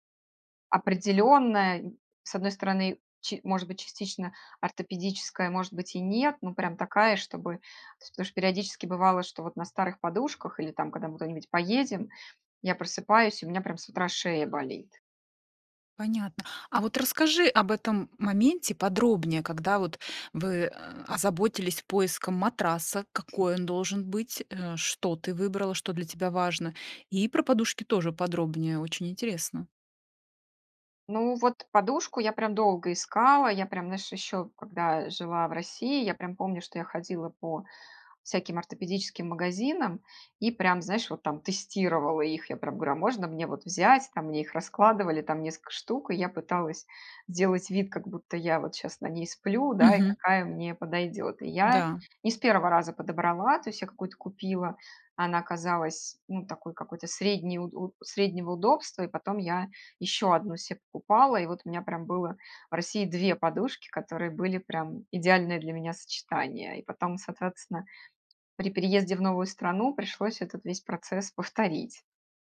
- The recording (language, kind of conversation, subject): Russian, podcast, Как организовать спальное место, чтобы лучше высыпаться?
- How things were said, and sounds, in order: "знаешь" said as "наешь"; "говорю" said as "грю"; "несколько" said as "неска"; tapping